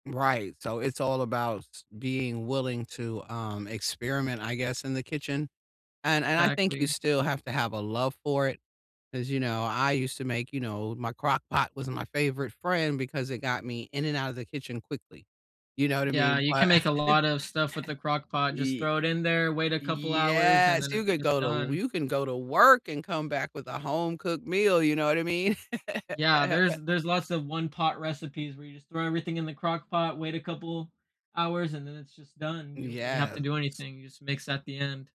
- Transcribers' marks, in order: laugh; drawn out: "Yes"; stressed: "work"; laugh
- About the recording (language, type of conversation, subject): English, unstructured, How do you connect with locals through street food and markets when you travel?
- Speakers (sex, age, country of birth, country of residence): female, 55-59, United States, United States; male, 20-24, United States, United States